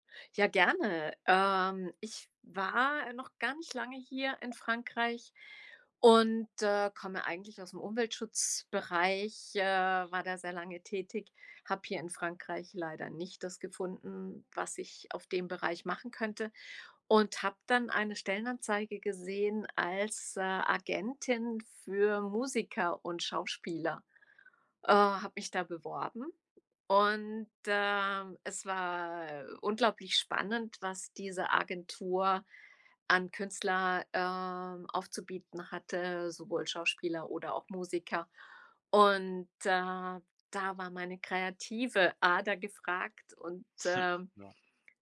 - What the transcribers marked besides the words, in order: chuckle
- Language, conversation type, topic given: German, podcast, Wie überzeugst du potenzielle Arbeitgeber von deinem Quereinstieg?
- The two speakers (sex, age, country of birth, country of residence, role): female, 55-59, Germany, France, guest; male, 18-19, Germany, Germany, host